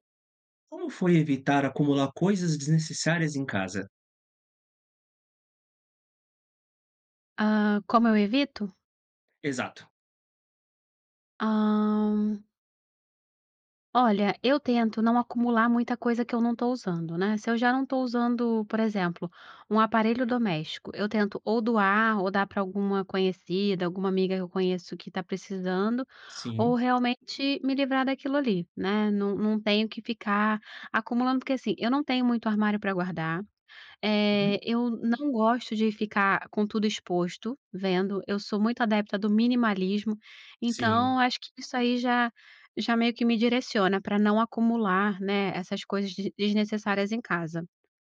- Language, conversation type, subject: Portuguese, podcast, Como você evita acumular coisas desnecessárias em casa?
- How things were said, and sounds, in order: none